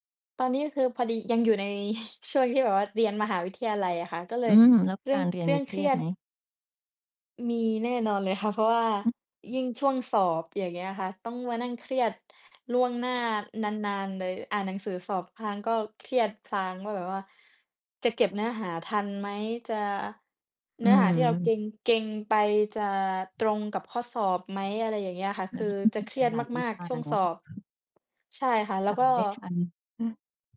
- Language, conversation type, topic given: Thai, unstructured, เวลารู้สึกเครียด คุณมักทำอะไรเพื่อผ่อนคลาย?
- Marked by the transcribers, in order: other background noise; tapping; chuckle